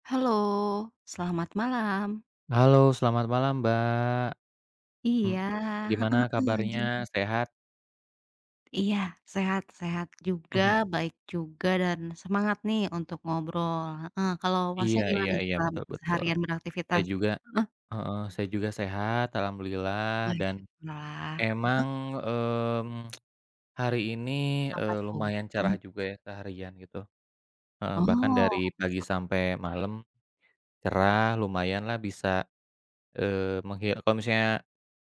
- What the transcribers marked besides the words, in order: drawn out: "Halo"; drawn out: "Iya"; other background noise; tapping; tsk
- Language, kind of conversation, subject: Indonesian, unstructured, Apa yang biasanya kamu lakukan untuk menghilangkan stres?